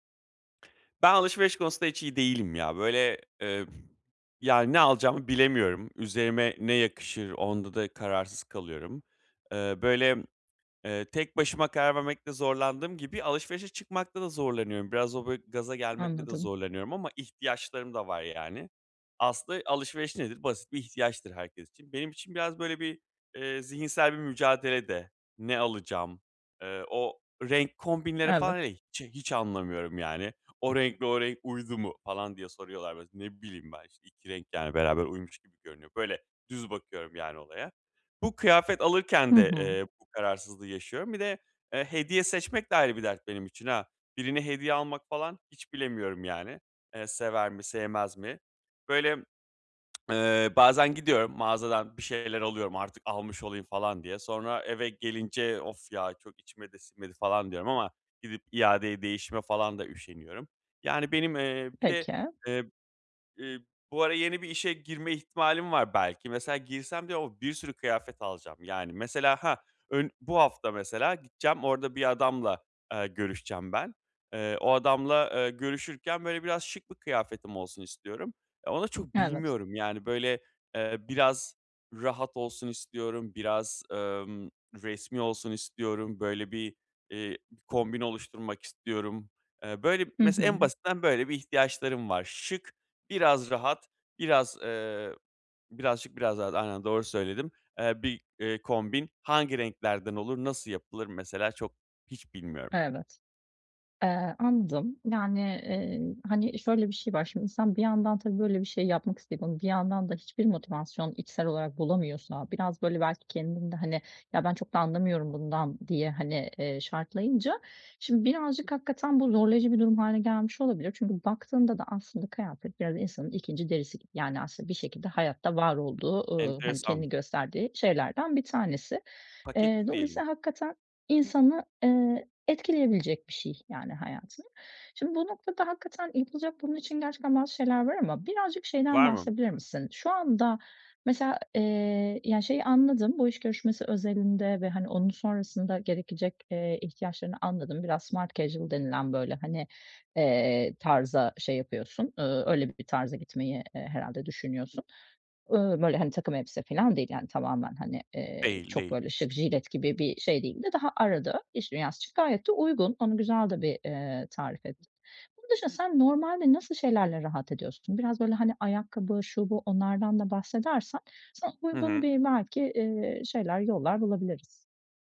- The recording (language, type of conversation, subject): Turkish, advice, Alışverişte karar vermakta neden zorlanıyorum?
- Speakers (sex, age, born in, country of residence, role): female, 40-44, Turkey, Greece, advisor; male, 35-39, Turkey, Greece, user
- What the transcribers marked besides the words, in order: tapping; other background noise; lip smack; in English: "smart casual"